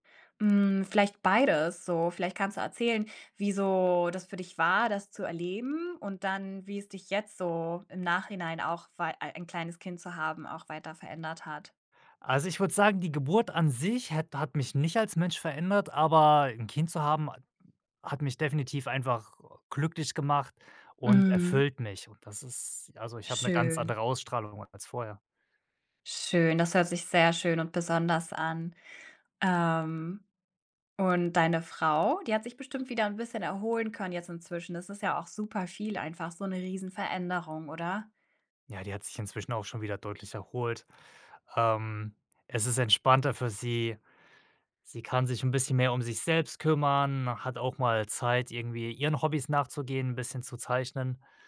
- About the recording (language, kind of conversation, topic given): German, podcast, Wie hast du die Geburt deines Kindes erlebt?
- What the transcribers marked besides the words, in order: other background noise